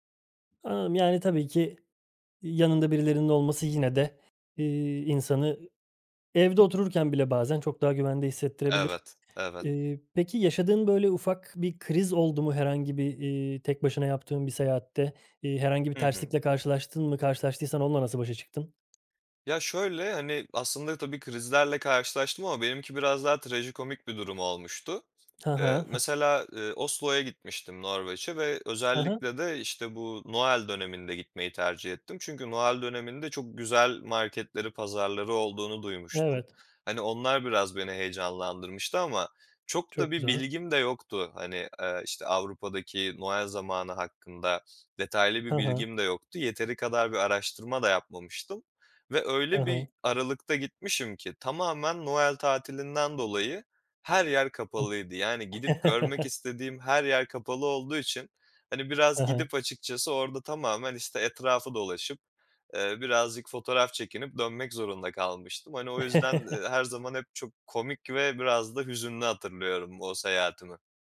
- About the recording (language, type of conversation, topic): Turkish, podcast, Yalnız seyahat etmenin en iyi ve kötü tarafı nedir?
- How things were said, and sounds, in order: other background noise; other noise; chuckle; chuckle